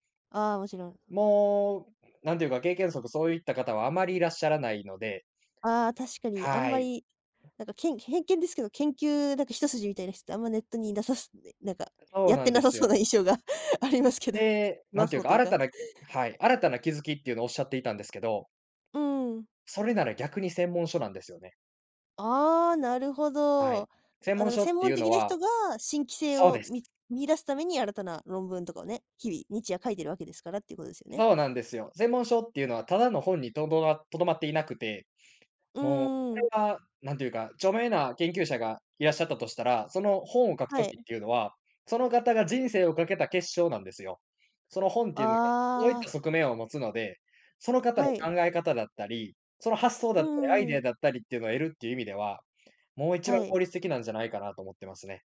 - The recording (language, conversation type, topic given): Japanese, podcast, 日常の中で実験のアイデアをどのように見つければよいですか？
- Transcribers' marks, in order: laughing while speaking: "いなさそ なんかやってな … そうというか"